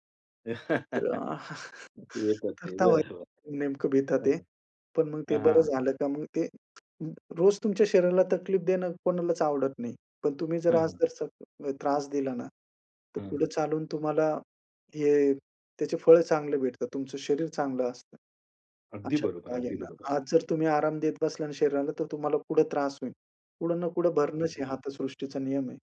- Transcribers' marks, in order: laugh; tapping; chuckle; other background noise
- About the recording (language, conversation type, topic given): Marathi, podcast, शहरी उद्यानात निसर्गध्यान कसे करावे?